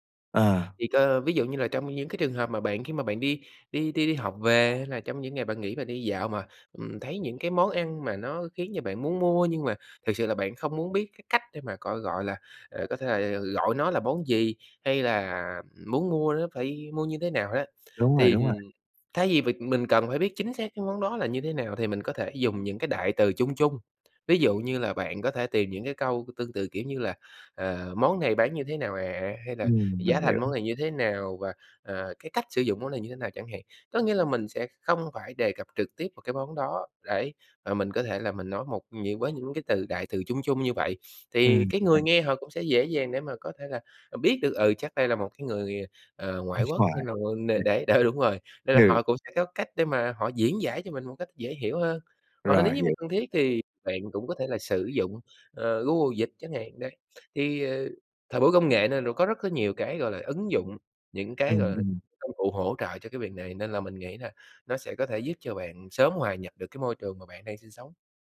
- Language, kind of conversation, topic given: Vietnamese, advice, Bạn làm thế nào để bớt choáng ngợp vì chưa thành thạo ngôn ngữ ở nơi mới?
- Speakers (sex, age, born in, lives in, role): male, 20-24, Vietnam, Vietnam, user; male, 30-34, Vietnam, Vietnam, advisor
- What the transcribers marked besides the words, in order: tapping; other background noise; laughing while speaking: "đó"